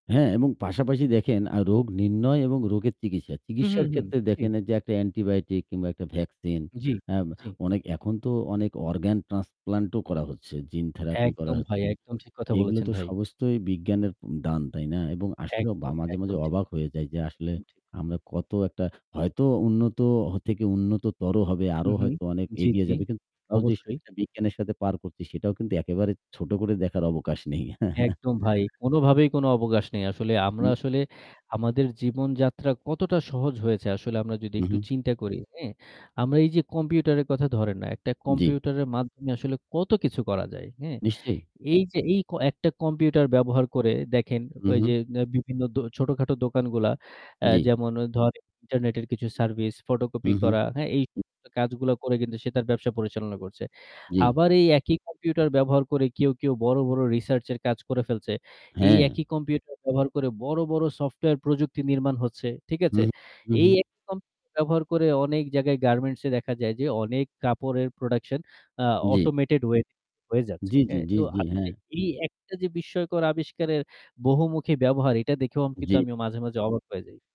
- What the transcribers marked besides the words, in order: static; distorted speech; "সমস্তই" said as "সবস্তই"; unintelligible speech; chuckle; unintelligible speech; unintelligible speech
- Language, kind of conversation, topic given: Bengali, unstructured, বিজ্ঞান আমাদের দৈনন্দিন জীবনে কী কী চমকপ্রদ পরিবর্তন এনেছে?